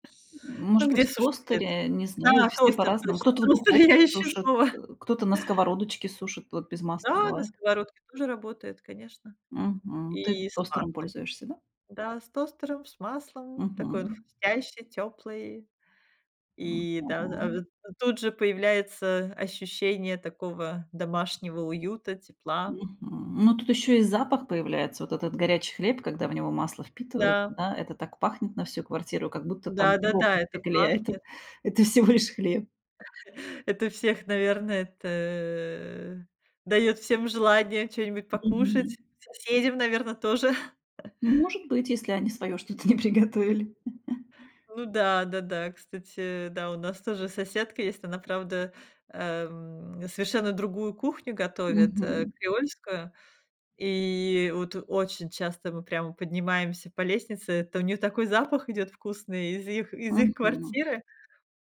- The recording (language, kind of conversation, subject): Russian, podcast, Как из простых ингредиентов приготовить ужин, который будто обнимает?
- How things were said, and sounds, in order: "хлеб" said as "хлет"; laughing while speaking: "я ищу слово"; unintelligible speech; chuckle; other background noise; chuckle; laughing while speaking: "что-то не приготовили"; laugh